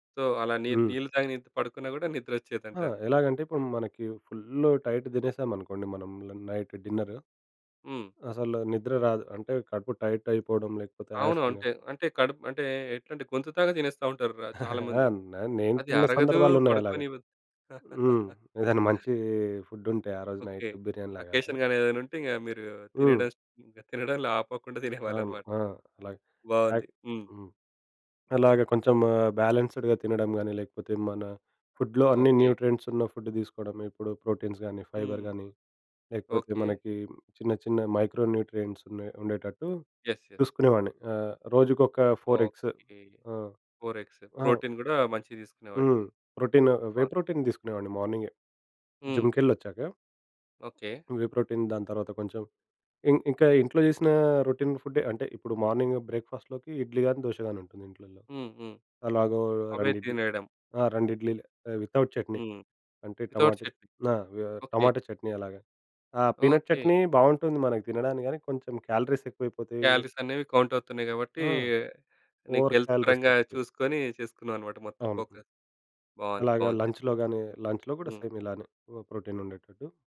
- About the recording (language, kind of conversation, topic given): Telugu, podcast, ఫోకస్ కోల్పోయినప్పుడు మళ్లీ దృష్టిని ఎలా కేంద్రీకరిస్తారు?
- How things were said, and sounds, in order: in English: "సో"; in English: "ఫుల్ల్ టైట్"; stressed: "ఫుల్ల్"; in English: "నైట్"; in English: "టైట్"; chuckle; in English: "ఫుడ్"; laugh; other background noise; in English: "నైట్"; in English: "అకేషన్"; giggle; in English: "బ్యాలెన్స్‌డ్‌గా"; in English: "ఫుడ్‌లో"; in English: "న్యూట్రియంట్స్"; in English: "ఫుడ్"; in English: "ప్రోటీన్స్"; in English: "ఫైబర్"; in English: "మైక్రో న్యూట్రియంట్స్"; in English: "యెస్. యెస్"; in English: "ఫోర్ ఎగ్స్ ప్రోటీన్"; in English: "ఫోర్ ఎగ్స్"; in English: "ప్రోటీన్ వే ప్రోటీన్"; other noise; in English: "టూ వే ప్రోటీన్"; in English: "రొటీన్"; in English: "మార్నింగ్ బ్రేక్ఫాస్ట్‌లోకి"; in English: "వితౌట్"; in English: "వితౌట్"; in English: "పీనట్"; in English: "క్యాలరీస్"; in English: "క్యాలరీస్"; in English: "కౌంట్"; in English: "ఓవర్ క్యాలరీస్"; in English: "హెల్త్"; in English: "ఫోకస్"; in English: "లంచ్‌లో"; in English: "లంచ్‌లో"; in English: "సేమ్"; in English: "ప్రోటీన్"